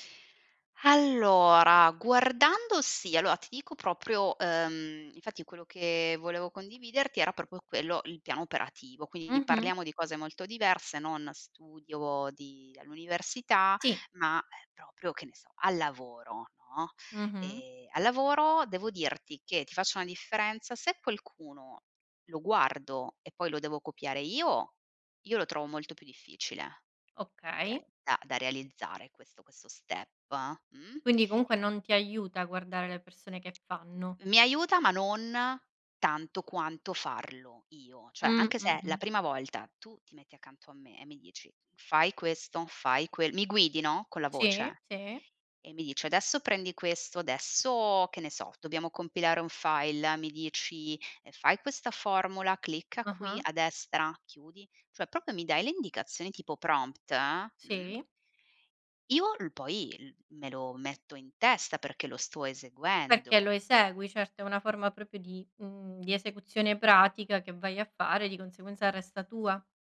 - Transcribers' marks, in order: "allora" said as "alloa"; "proprio" said as "propio"; "proprio" said as "propio"; "proprio" said as "propio"; "proprio" said as "propio"
- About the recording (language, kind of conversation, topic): Italian, podcast, Come impari meglio: ascoltando, leggendo o facendo?